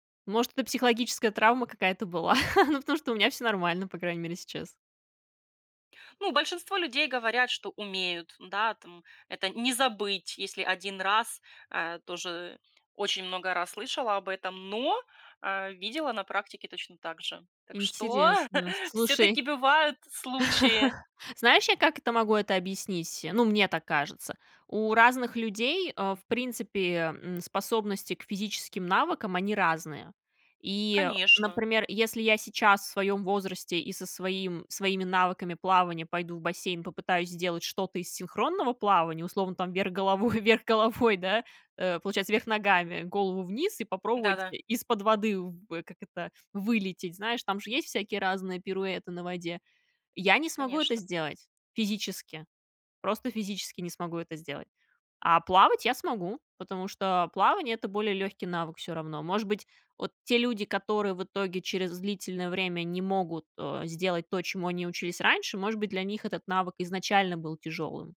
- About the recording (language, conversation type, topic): Russian, podcast, Как ты проверяешь, действительно ли чему-то научился?
- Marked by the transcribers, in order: chuckle; other background noise; laugh; chuckle; laughing while speaking: "головой"; laughing while speaking: "головой"